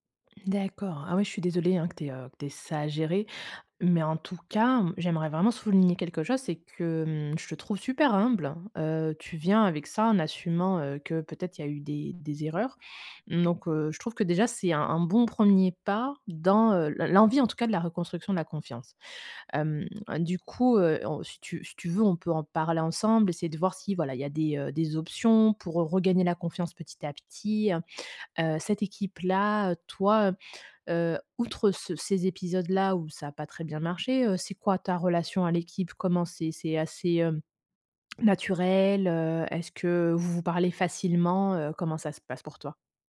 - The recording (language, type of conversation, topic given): French, advice, Comment regagner la confiance de mon équipe après une erreur professionnelle ?
- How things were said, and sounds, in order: none